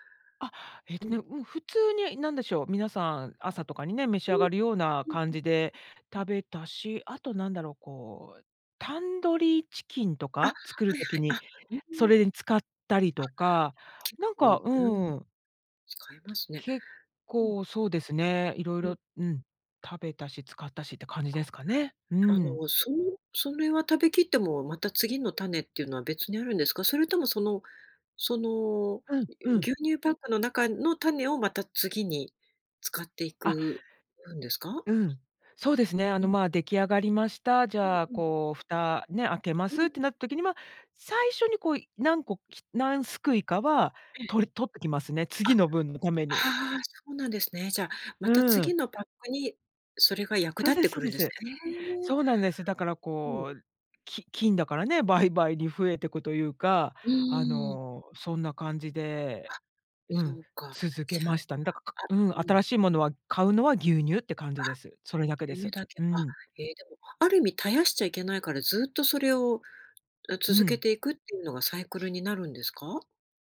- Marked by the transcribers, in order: other noise
- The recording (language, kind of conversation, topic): Japanese, podcast, 自宅で発酵食品を作ったことはありますか？